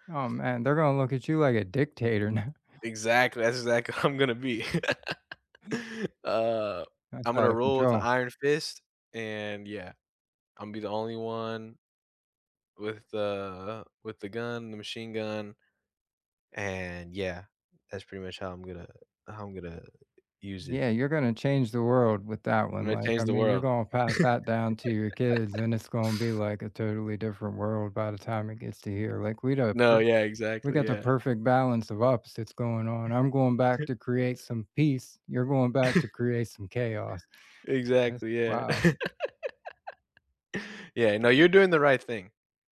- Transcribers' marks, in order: laughing while speaking: "now"; laughing while speaking: "I'm"; laugh; tapping; drawn out: "uh"; laugh; chuckle; laugh
- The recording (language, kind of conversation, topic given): English, unstructured, What historical period would you like to visit?
- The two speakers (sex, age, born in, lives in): male, 20-24, United States, United States; male, 45-49, United States, United States